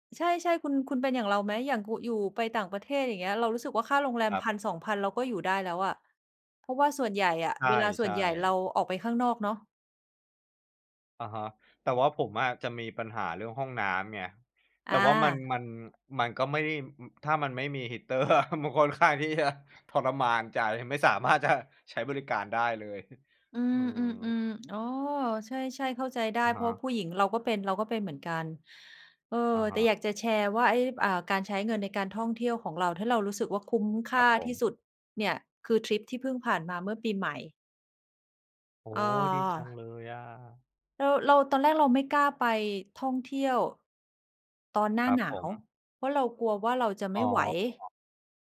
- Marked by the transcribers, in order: laughing while speaking: "อะ มันค่อนข้างที่จะ"; laughing while speaking: "สามารถจะ"; chuckle; other noise
- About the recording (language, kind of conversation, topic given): Thai, unstructured, ทำไมคนเรามักชอบใช้เงินกับสิ่งที่ทำให้ตัวเองมีความสุข?